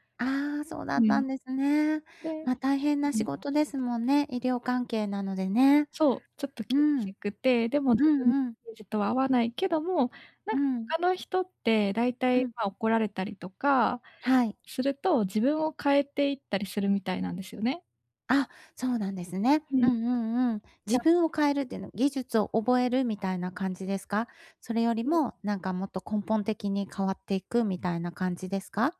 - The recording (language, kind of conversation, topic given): Japanese, advice, どうすれば批判を成長の機会に変える習慣を身につけられますか？
- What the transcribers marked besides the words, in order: unintelligible speech